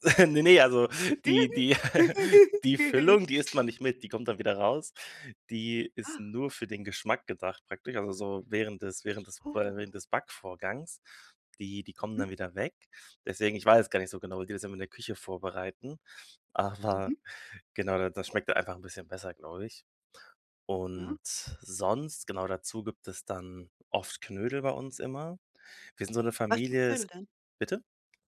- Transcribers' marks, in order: chuckle; giggle
- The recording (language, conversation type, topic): German, podcast, Was verbindest du mit Festessen oder Familienrezepten?